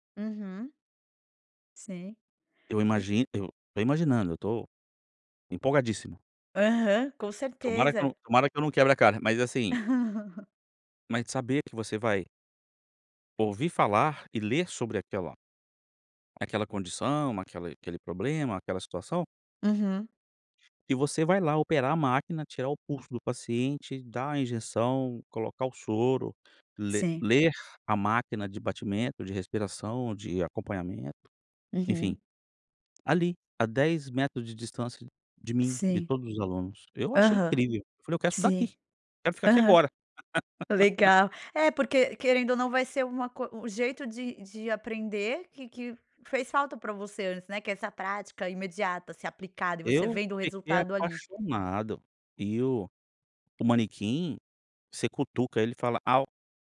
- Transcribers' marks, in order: laugh; laugh
- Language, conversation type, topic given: Portuguese, podcast, O que a escola não te ensinou, mas deveria ter ensinado?